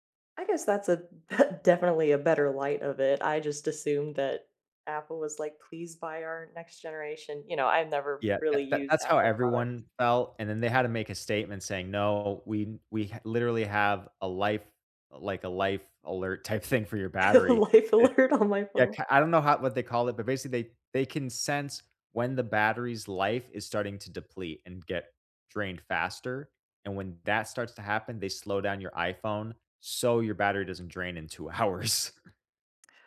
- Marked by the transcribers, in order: chuckle; other background noise; tapping; laughing while speaking: "type thing"; laughing while speaking: "Life alert on"; laughing while speaking: "hours"
- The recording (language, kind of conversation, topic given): English, unstructured, Why do you think some tech companies ignore customer complaints?